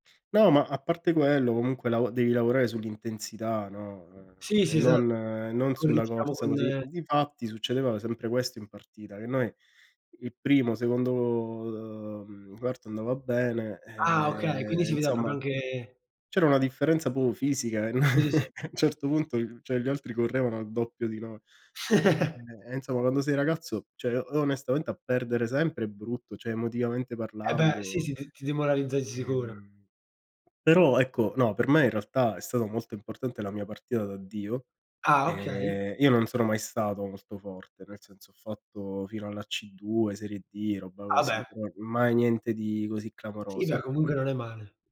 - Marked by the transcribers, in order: drawn out: "e"; drawn out: "anche"; "proprio" said as "propio"; chuckle; laughing while speaking: "a un certo punto cioè gli altri correvano al doppio di noi"; laugh; "roba" said as "robba"
- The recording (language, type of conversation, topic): Italian, unstructured, Hai un ricordo speciale legato a uno sport o a una gara?